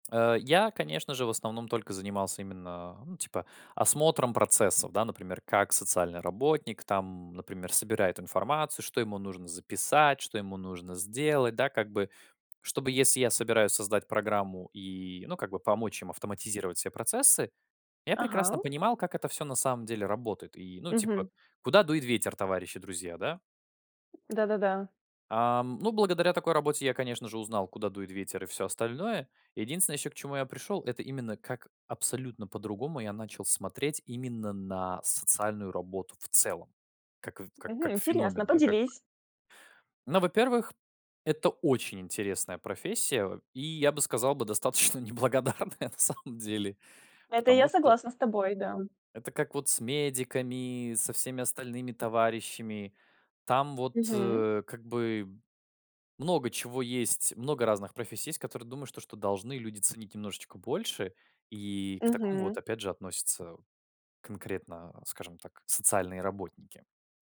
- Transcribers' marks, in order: tapping; other background noise; laughing while speaking: "достаточно неблагодарная"
- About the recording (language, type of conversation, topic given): Russian, podcast, Какой рабочий опыт сильно тебя изменил?